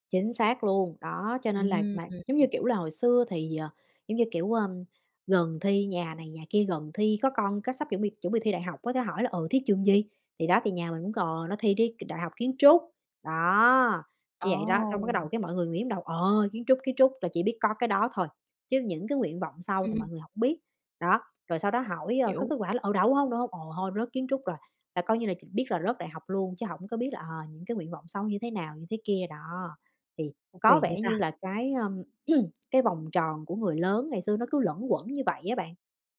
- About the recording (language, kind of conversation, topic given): Vietnamese, podcast, Bạn đã phục hồi như thế nào sau một thất bại lớn?
- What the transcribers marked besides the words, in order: tapping; other background noise; throat clearing